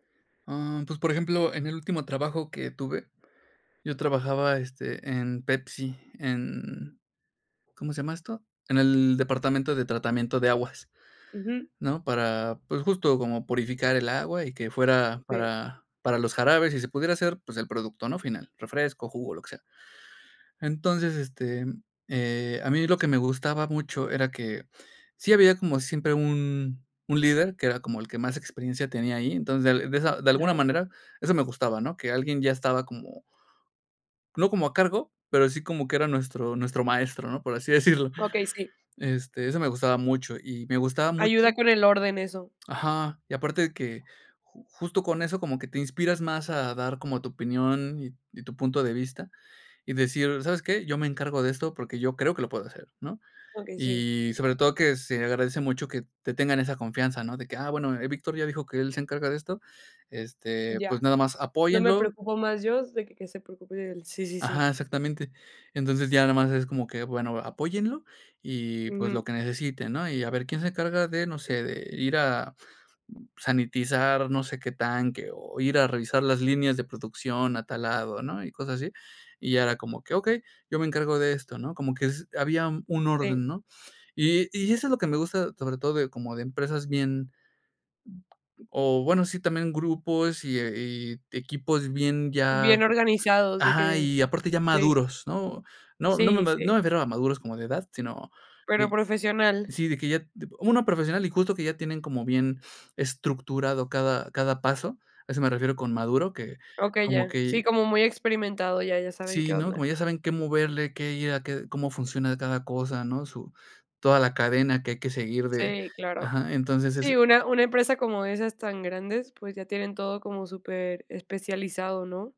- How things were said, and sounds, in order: other background noise
- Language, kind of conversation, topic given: Spanish, podcast, ¿Prefieres colaborar o trabajar solo cuando haces experimentos?